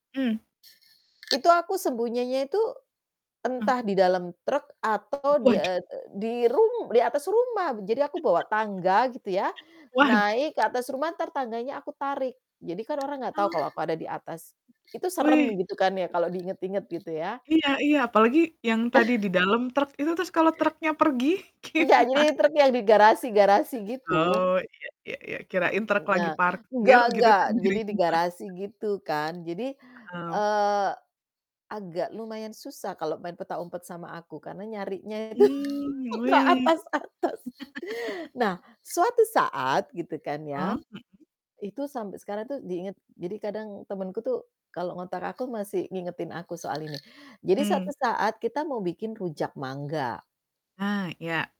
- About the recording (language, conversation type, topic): Indonesian, unstructured, Apa kenangan paling lucu yang kamu miliki dari masa kecilmu?
- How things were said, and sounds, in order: static; other background noise; chuckle; chuckle; distorted speech; chuckle; laughing while speaking: "gimana?"; laugh; laugh